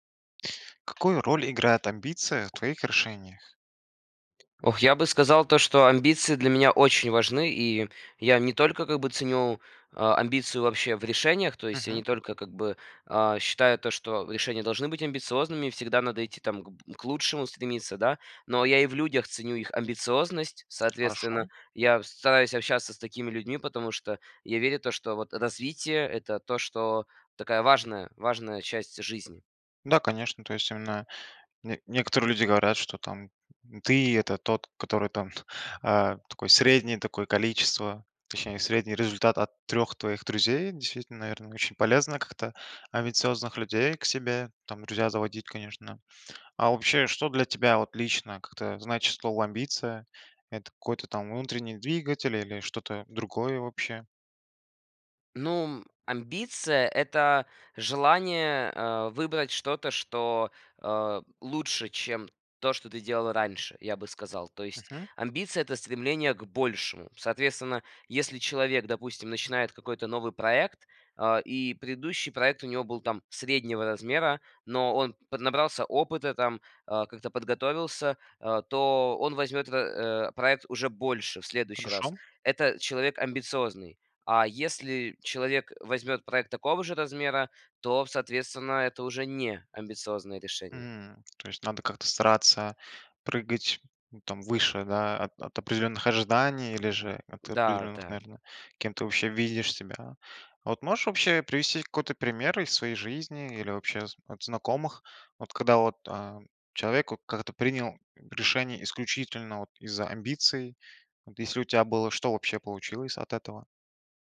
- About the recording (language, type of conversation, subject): Russian, podcast, Какую роль играет амбиция в твоих решениях?
- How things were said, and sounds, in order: tapping; other background noise; stressed: "не"